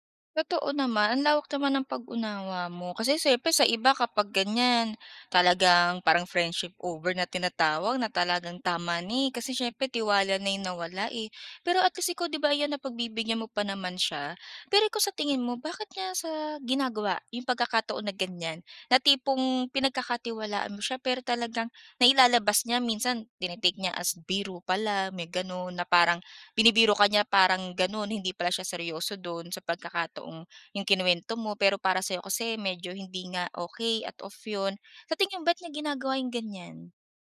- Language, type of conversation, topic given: Filipino, podcast, Paano nakatutulong ang pagbabahagi ng kuwento sa pagbuo ng tiwala?
- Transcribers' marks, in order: none